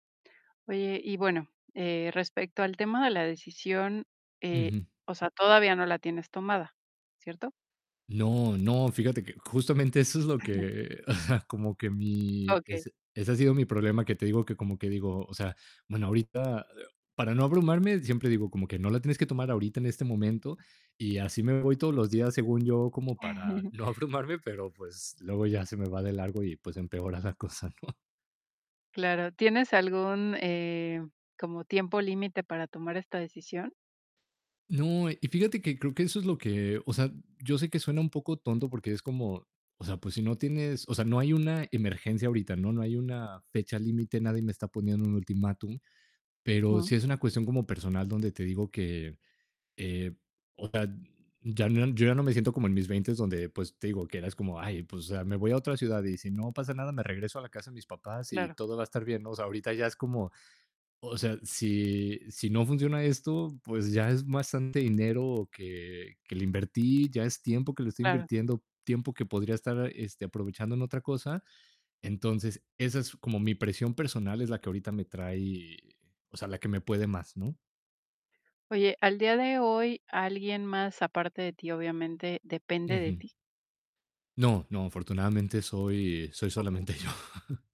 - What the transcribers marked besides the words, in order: mechanical hum; other noise; tapping; chuckle; chuckle; laughing while speaking: "abrumarme"; laughing while speaking: "empeora la cosa, ¿no?"; laughing while speaking: "yo"; chuckle
- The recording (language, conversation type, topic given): Spanish, advice, ¿Cómo postergas decisiones importantes por miedo al fracaso?